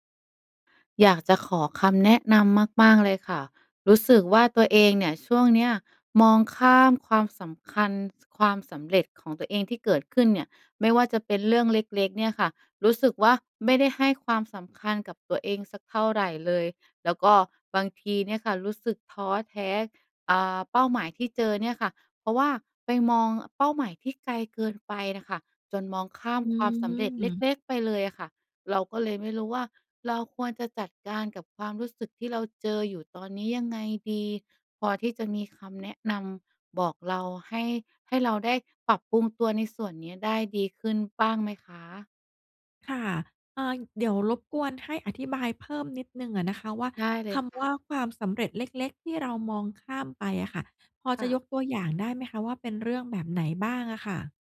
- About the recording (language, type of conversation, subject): Thai, advice, ทำอย่างไรถึงจะไม่มองข้ามความสำเร็จเล็ก ๆ และไม่รู้สึกท้อกับเป้าหมายของตัวเอง?
- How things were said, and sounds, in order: other noise